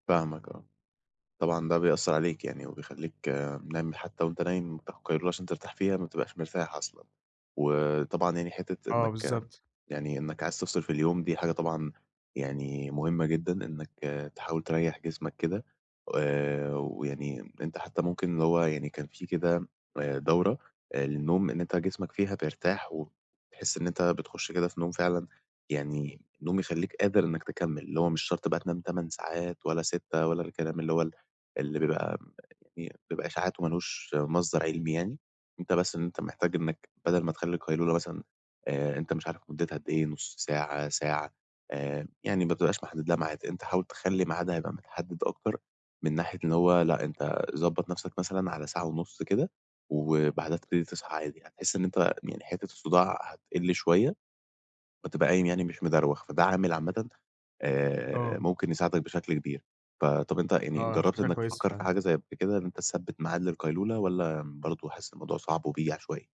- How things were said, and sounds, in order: other background noise; unintelligible speech; tapping
- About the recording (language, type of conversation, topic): Arabic, advice, إزاي أختار مكان هادي ومريح للقيلولة؟